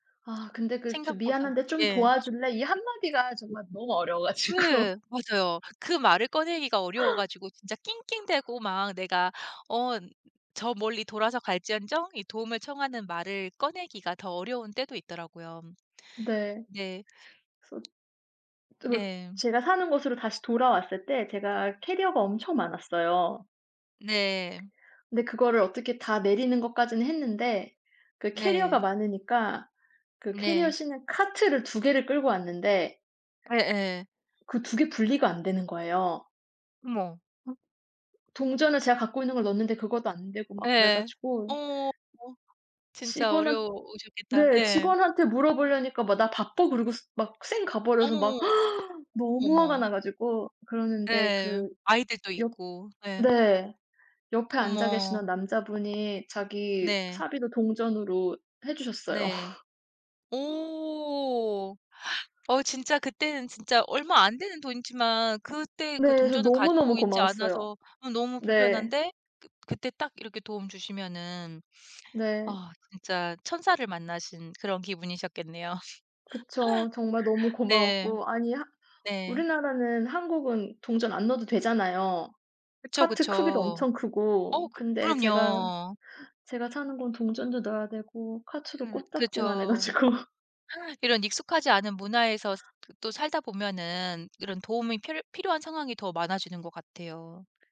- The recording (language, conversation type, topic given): Korean, unstructured, 도움이 필요한 사람을 보면 어떻게 행동하시나요?
- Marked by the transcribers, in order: other background noise; laughing while speaking: "가지고"; tapping; gasp; laughing while speaking: "주셨어요"; laugh; laughing while speaking: "해 가지고"